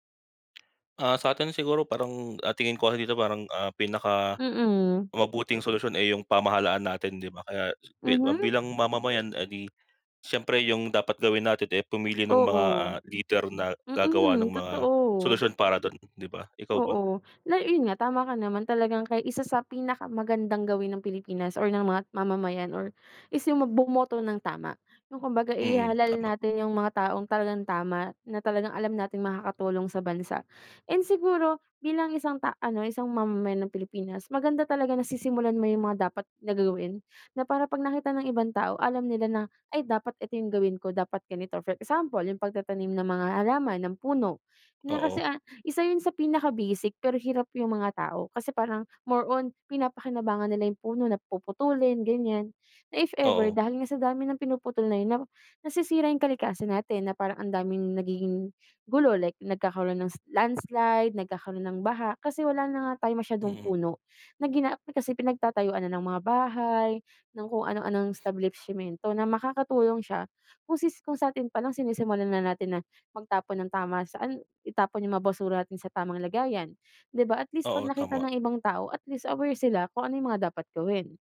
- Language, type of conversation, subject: Filipino, unstructured, Paano mo gustong makita ang kinabukasan ng ating bansa?
- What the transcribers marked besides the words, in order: wind; tapping; other background noise; "establishimento" said as "establipshimento"